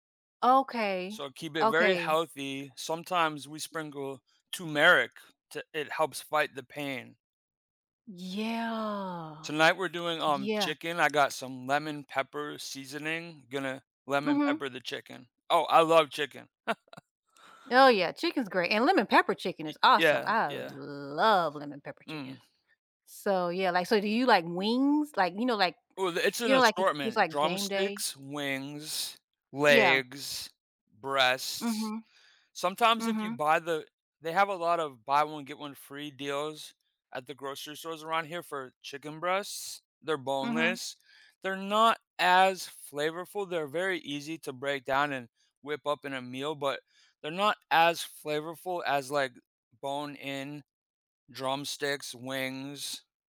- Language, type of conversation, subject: English, unstructured, How does learning to cook a new cuisine connect to your memories and experiences with food?
- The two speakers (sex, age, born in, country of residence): female, 45-49, United States, United States; male, 40-44, United States, United States
- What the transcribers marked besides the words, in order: other background noise; drawn out: "Yeah"; tapping; chuckle; stressed: "love"